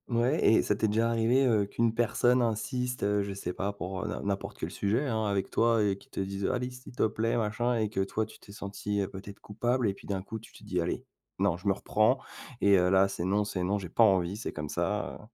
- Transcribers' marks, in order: none
- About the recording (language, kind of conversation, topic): French, podcast, Comment dire non sans se sentir coupable ?